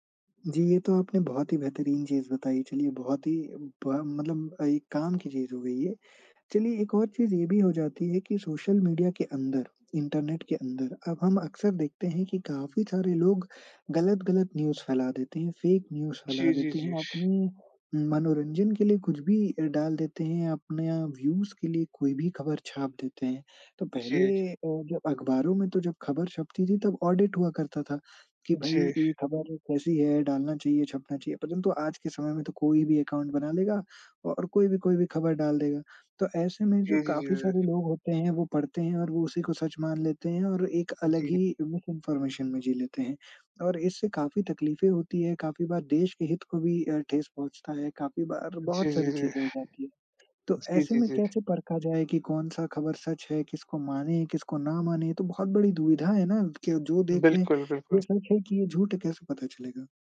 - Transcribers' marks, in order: other background noise; in English: "न्यूज़"; in English: "फ़ेक न्यूज़"; in English: "व्यूज़"; in English: "ऑडिट"; in English: "अकाउंट"; in English: "मिसइन्फ़ॉर्मेशन"; tapping
- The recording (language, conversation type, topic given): Hindi, podcast, ऑनलाइन और सोशल मीडिया पर भरोसा कैसे परखा जाए?